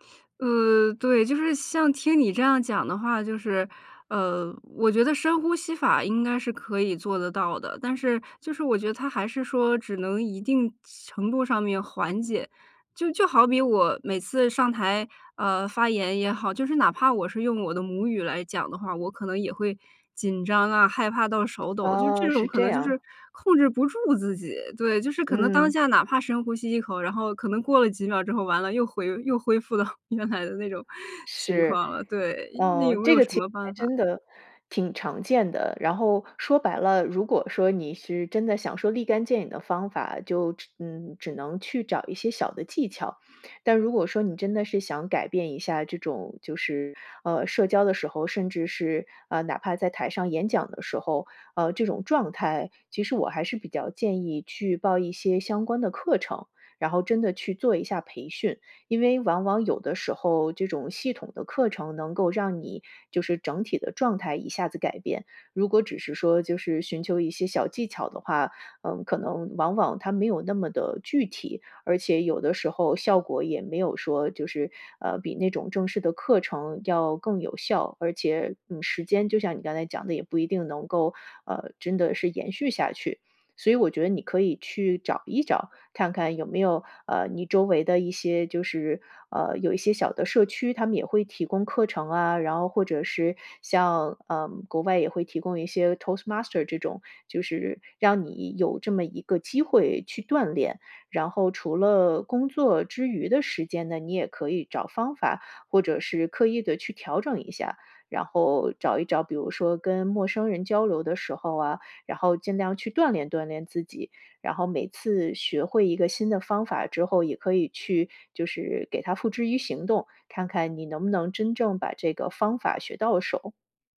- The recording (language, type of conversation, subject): Chinese, advice, 语言障碍如何在社交和工作中给你带来压力？
- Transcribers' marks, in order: tapping; other background noise; laughing while speaking: "到"; in English: "toast master"